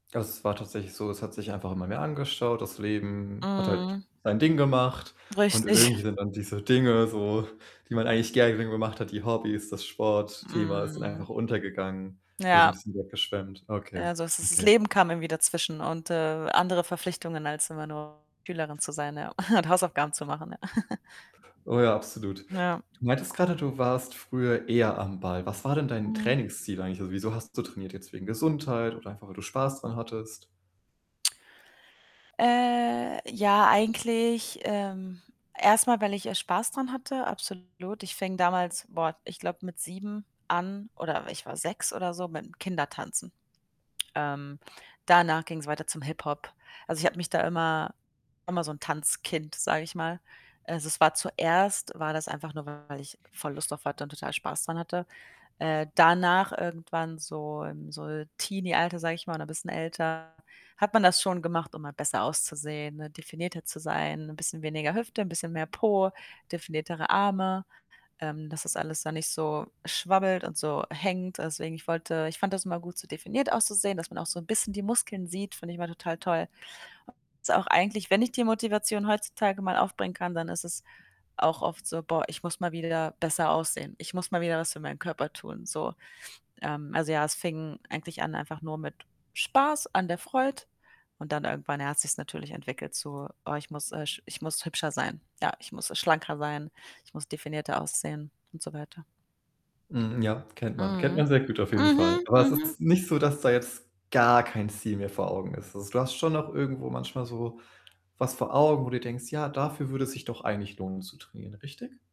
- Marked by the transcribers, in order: distorted speech; laughing while speaking: "Richtig"; snort; static; chuckle; other background noise
- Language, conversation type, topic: German, advice, Wie bleibe ich motiviert und finde Zeit für regelmäßiges Training?